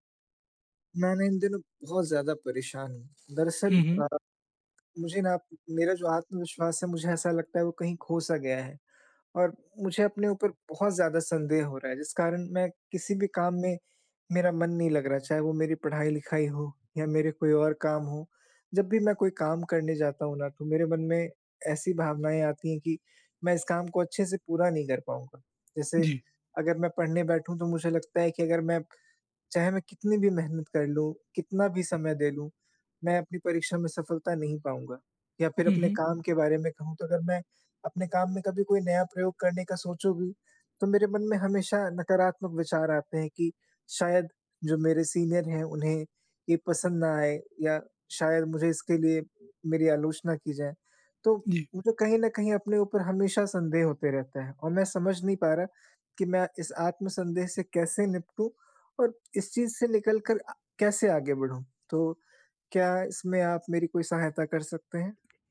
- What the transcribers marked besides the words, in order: other background noise; in English: "सीनियर"
- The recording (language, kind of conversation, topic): Hindi, advice, आत्म-संदेह से निपटना और आगे बढ़ना